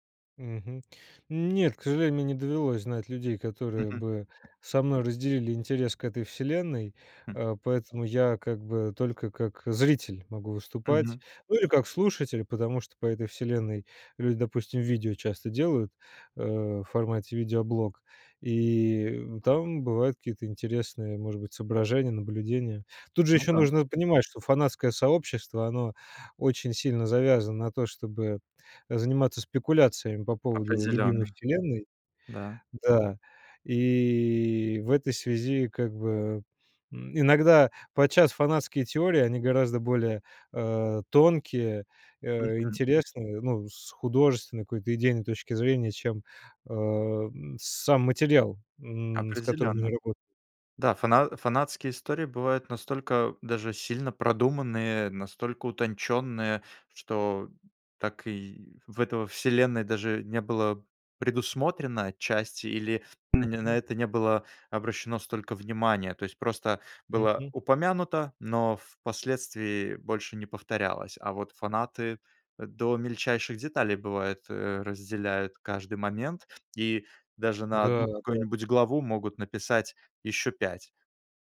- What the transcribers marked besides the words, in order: other background noise
- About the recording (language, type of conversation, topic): Russian, podcast, Какая книга помогает тебе убежать от повседневности?